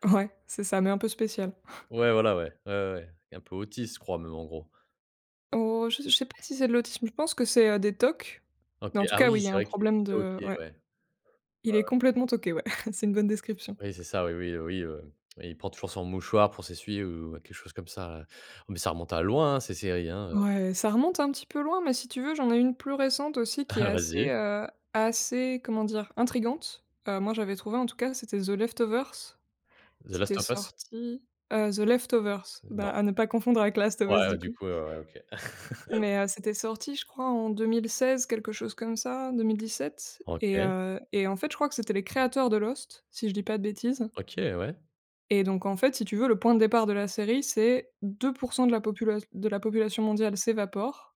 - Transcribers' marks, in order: chuckle; chuckle; laugh
- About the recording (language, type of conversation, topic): French, podcast, Quelle série télé t’a accrochée comme jamais ?